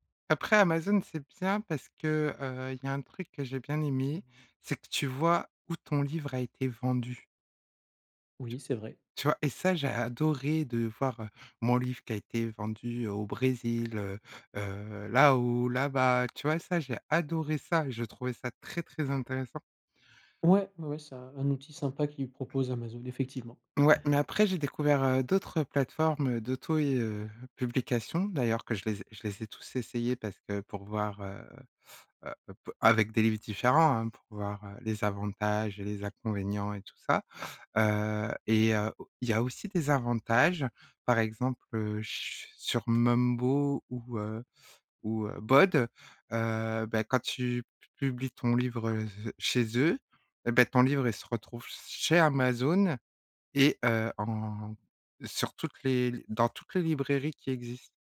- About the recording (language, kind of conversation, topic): French, podcast, Quelle compétence as-tu apprise en autodidacte ?
- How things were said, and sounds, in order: tapping; other background noise